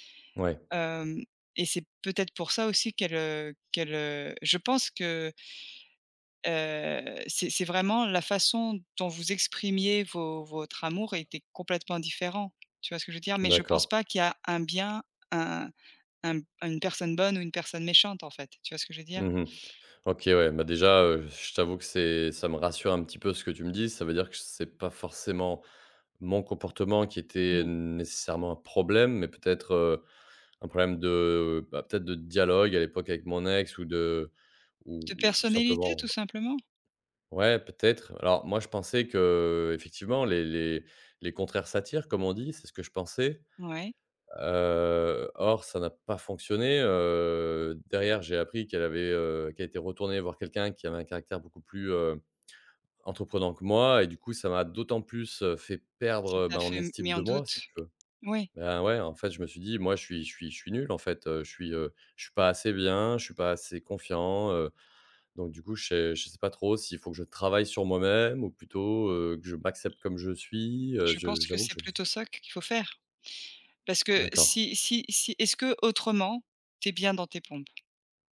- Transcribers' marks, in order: tapping
- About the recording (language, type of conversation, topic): French, advice, Comment surmonter la peur de se remettre en couple après une rupture douloureuse ?